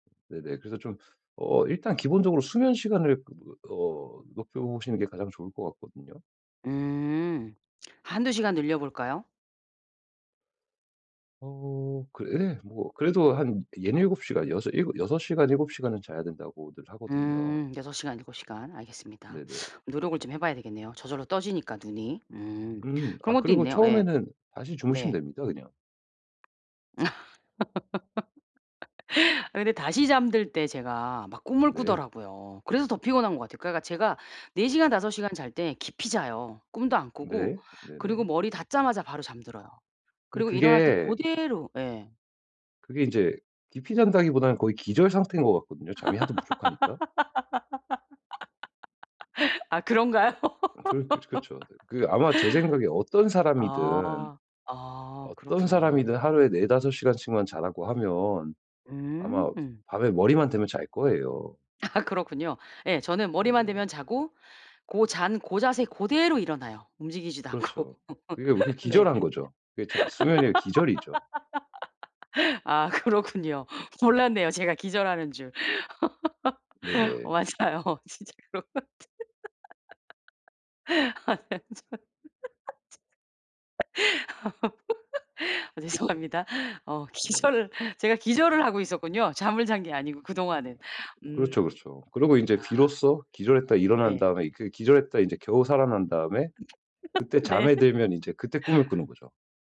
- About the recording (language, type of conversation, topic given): Korean, advice, 규칙적인 수면과 짧은 휴식으로 하루 에너지를 어떻게 최적화할 수 있을까요?
- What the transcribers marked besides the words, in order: other background noise; tapping; laugh; laugh; laughing while speaking: "아 그런가요?"; laugh; laughing while speaking: "아"; laughing while speaking: "않고"; laugh; laughing while speaking: "그렇군요"; laugh; laughing while speaking: "맞아요. 진짜로"; laugh; laughing while speaking: "기절을"; laugh; laughing while speaking: "네"